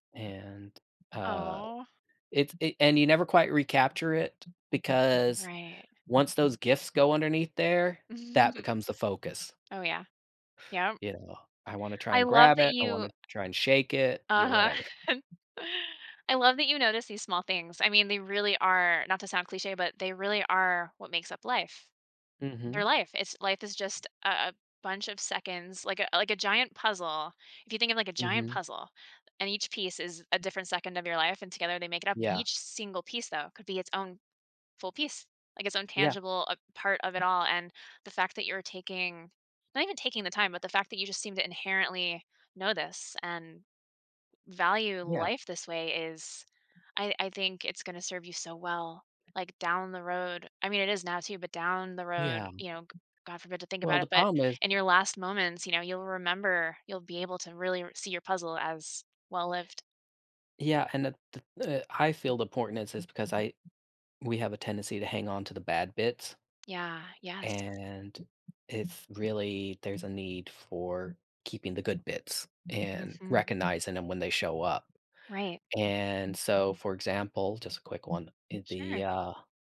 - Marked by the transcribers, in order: other background noise; chuckle; chuckle; tapping
- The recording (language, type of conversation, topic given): English, advice, How can I notice and appreciate small everyday moments of calm?
- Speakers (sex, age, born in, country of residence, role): female, 40-44, United States, United States, advisor; male, 45-49, United States, United States, user